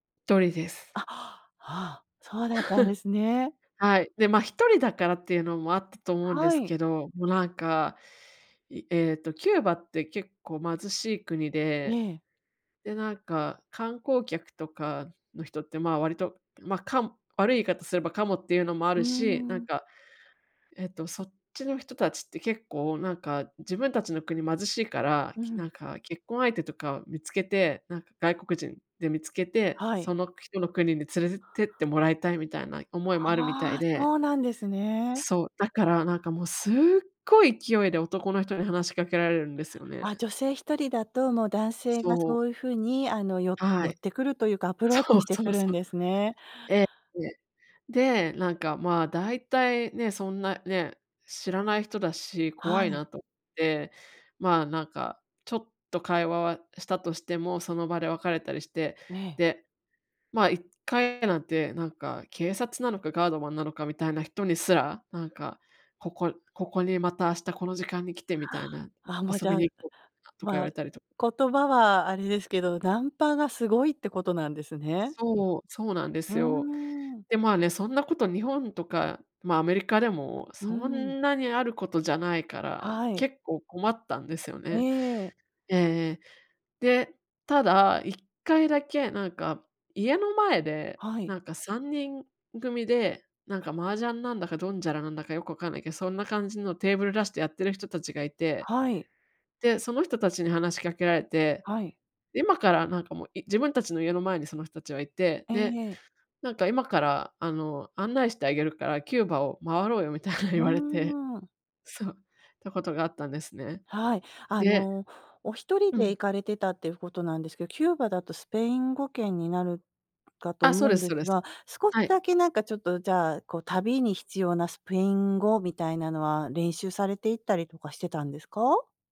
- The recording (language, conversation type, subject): Japanese, advice, 旅行中に言葉や文化の壁にぶつかったとき、どう対処すればよいですか？
- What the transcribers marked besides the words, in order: scoff; stressed: "すっごい"; laughing while speaking: "そう そう"; other background noise; laughing while speaking: "みたいに言われて"